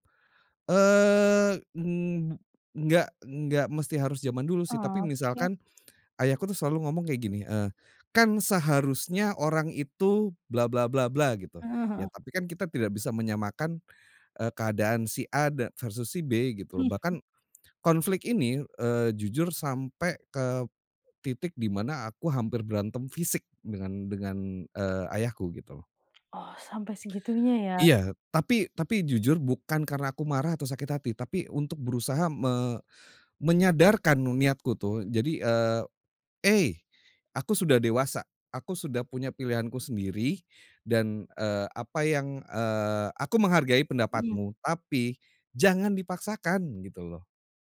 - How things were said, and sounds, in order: tapping
- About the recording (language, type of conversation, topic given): Indonesian, podcast, Bagaimana kamu membedakan kejujuran yang baik dengan kejujuran yang menyakitkan?